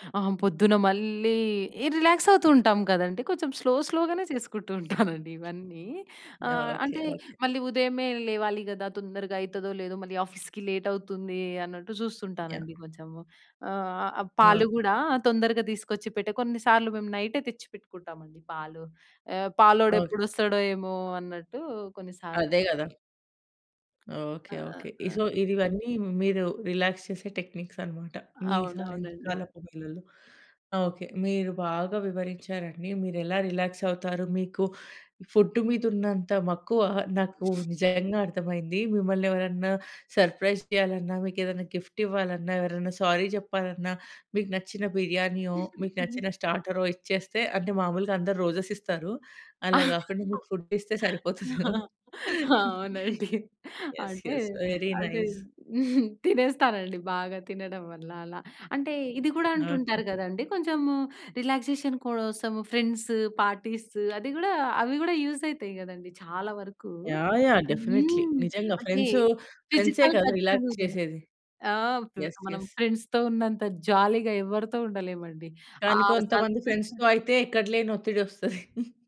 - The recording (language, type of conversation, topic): Telugu, podcast, పని తరువాత సరిగ్గా రిలాక్స్ కావడానికి మీరు ఏమి చేస్తారు?
- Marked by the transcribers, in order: in English: "స్లో, స్లోగనే"; chuckle; other background noise; in English: "ఆఫీస్‌కి"; tapping; in English: "సో"; in English: "రిలాక్స్"; in English: "టెక్నిక్స్"; in English: "రిలాక్స్"; in English: "ఫుడ్"; in English: "సర్ప్రైజ్"; in English: "గిఫ్ట్"; in English: "సారీ"; chuckle; in English: "రోజెస్"; laughing while speaking: "ఆ! అవునండి"; in English: "ఫుడ్"; chuckle; laughing while speaking: "సరిపోతుంది ఏమో"; in English: "యెస్. యెస్. వెరీ నైస్"; in English: "రిలాక్సేషన్"; "కోసము" said as "కోడసము"; in English: "ఫ్రెండ్స్, పార్టీస్"; in English: "యూజ్"; in English: "డెఫినెట్‌లి"; in English: "ఫిజికల్ టచ్"; in English: "రిలాక్స్"; in English: "ఫ్రెండ్స్‌తో"; in English: "యెస్. యెస్"; in English: "ఫ్రెండ్స్‌తో"; chuckle